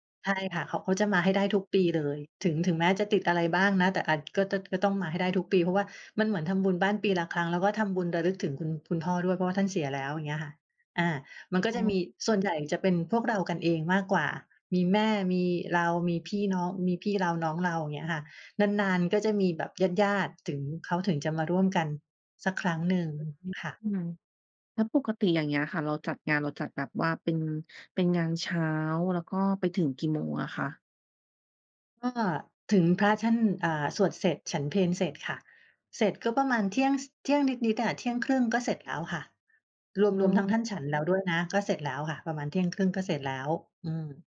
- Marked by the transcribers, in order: other background noise
- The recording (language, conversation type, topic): Thai, podcast, คุณเคยทำบุญด้วยการถวายอาหาร หรือร่วมงานบุญที่มีการจัดสำรับอาหารบ้างไหม?